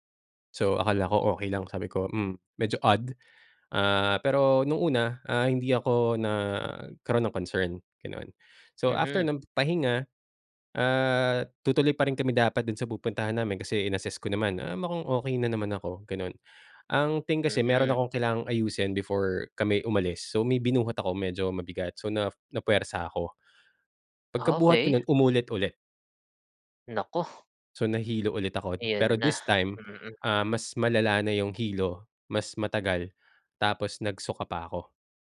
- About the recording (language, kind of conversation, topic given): Filipino, podcast, Kapag nalampasan mo na ang isa mong takot, ano iyon at paano mo ito hinarap?
- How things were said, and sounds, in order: none